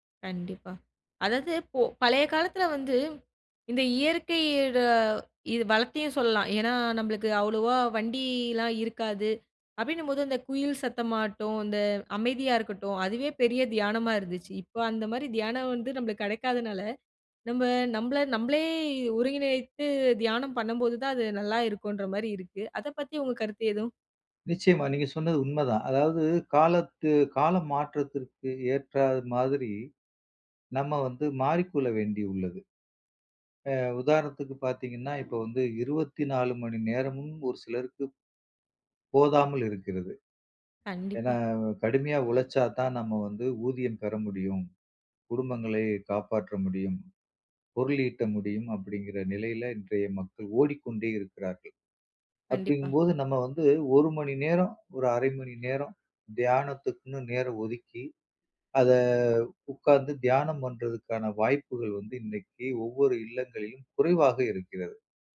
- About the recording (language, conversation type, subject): Tamil, podcast, நேரம் இல்லாத நாளில் எப்படி தியானம் செய்யலாம்?
- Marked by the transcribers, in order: other background noise